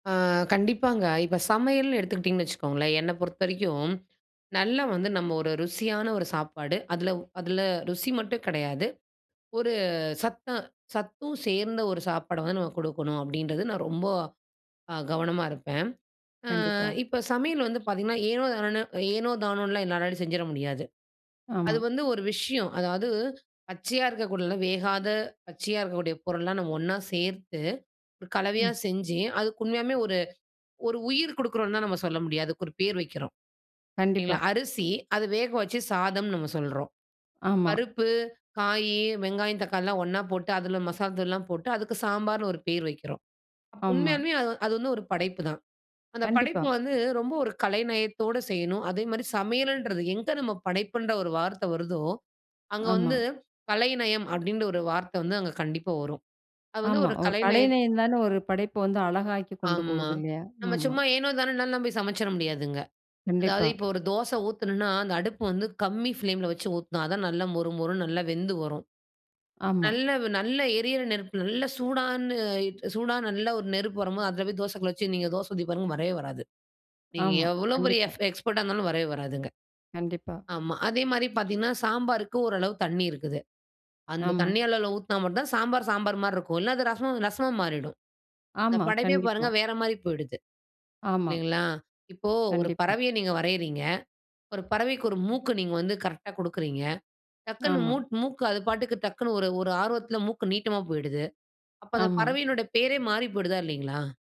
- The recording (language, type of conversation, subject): Tamil, podcast, நீங்கள் சமையலை ஒரு படைப்பாகப் பார்க்கிறீர்களா, ஏன்?
- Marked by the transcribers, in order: other noise; in English: "பிளேம்ல"; drawn out: "சூடான"; in English: "எக்ஸ்பர்ட்டா"